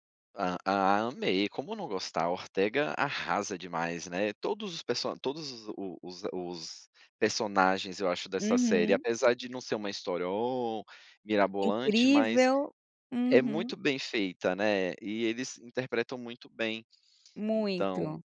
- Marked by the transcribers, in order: none
- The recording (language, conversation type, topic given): Portuguese, podcast, O que te ajuda a desconectar depois do trabalho?